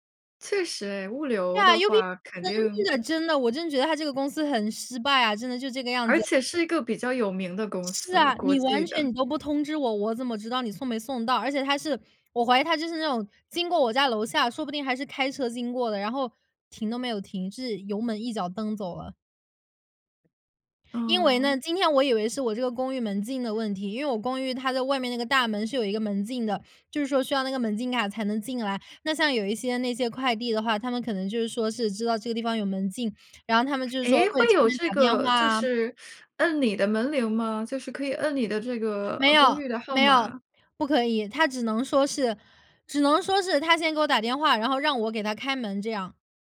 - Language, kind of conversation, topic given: Chinese, podcast, 你有没有遇到过网络诈骗，你是怎么处理的？
- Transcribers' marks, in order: teeth sucking